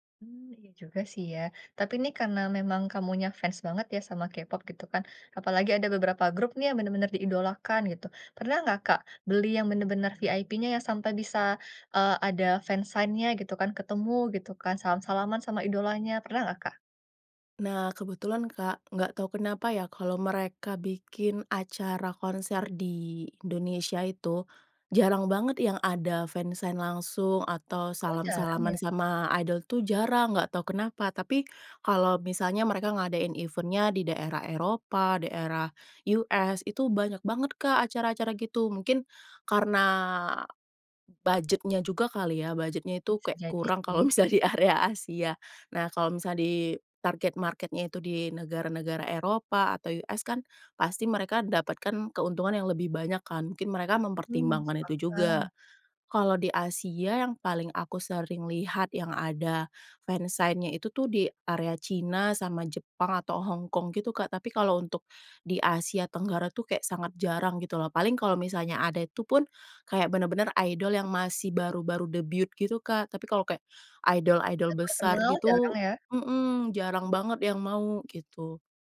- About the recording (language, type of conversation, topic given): Indonesian, podcast, Apa pengalaman menonton konser paling berkesan yang pernah kamu alami?
- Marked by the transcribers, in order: other background noise; in English: "fansign-nya"; in English: "fansign"; in English: "event-nya"; laughing while speaking: "kalau misalnya di area Asia"; in English: "market-nya"; in English: "fansign-nya"